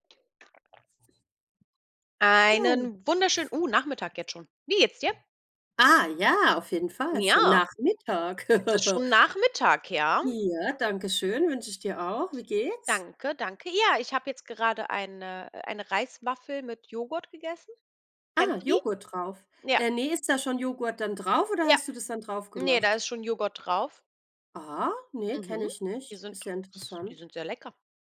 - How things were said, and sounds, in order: other background noise; unintelligible speech; tapping; chuckle
- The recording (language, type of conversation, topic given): German, unstructured, Wie entscheidest du dich für eine berufliche Laufbahn?